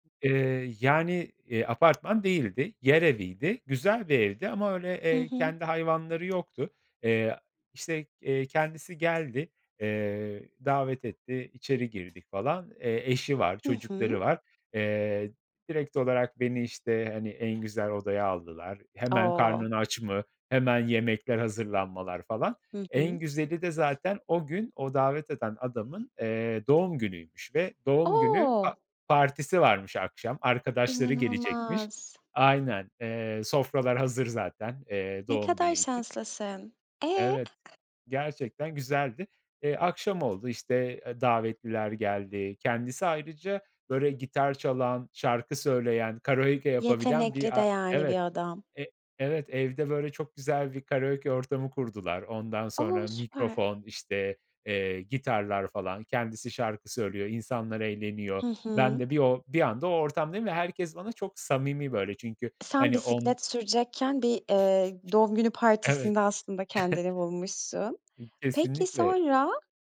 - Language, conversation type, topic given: Turkish, podcast, Seyahatin sırasında karşılaştığın en misafirperver insanı anlatır mısın?
- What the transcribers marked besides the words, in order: other background noise; tapping; chuckle